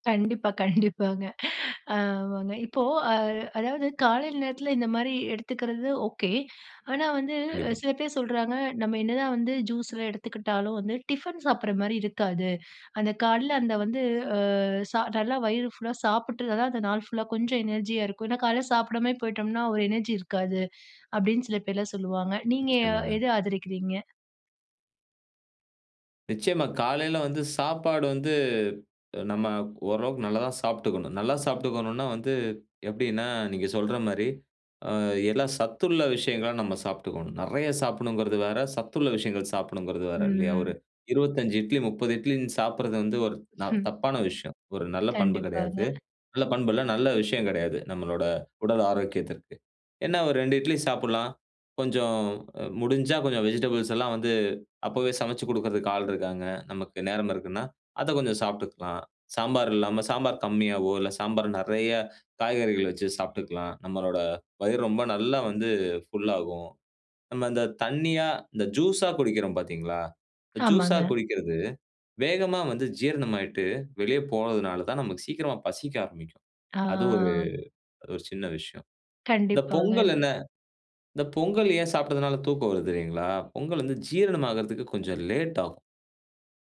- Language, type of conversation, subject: Tamil, podcast, உங்கள் காலை உணவு பழக்கம் எப்படி இருக்கிறது?
- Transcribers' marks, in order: laughing while speaking: "கண்டிப்பாங்க. ஆமாங்க"; in English: "ஓகே"; "காலைல" said as "கால்ல"; in English: "ஃபுல்லா"; in English: "ஃபுல்லா"; in English: "எனர்ஜியா"; "காலைல" said as "கால்ல"; in English: "எனர்ஜி"; chuckle; in English: "வெஜிடபிள்ஸ்"; in English: "ஃபுல்"; drawn out: "ஆ"